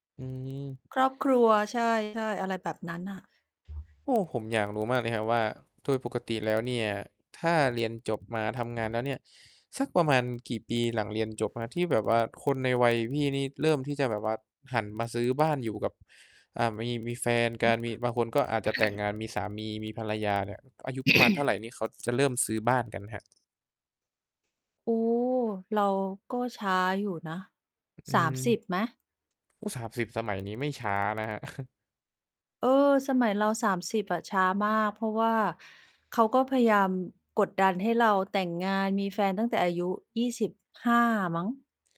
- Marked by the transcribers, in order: distorted speech; tapping; throat clearing; throat clearing; other background noise; chuckle
- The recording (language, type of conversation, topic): Thai, unstructured, คุณจัดการกับความเครียดจากงานอย่างไร?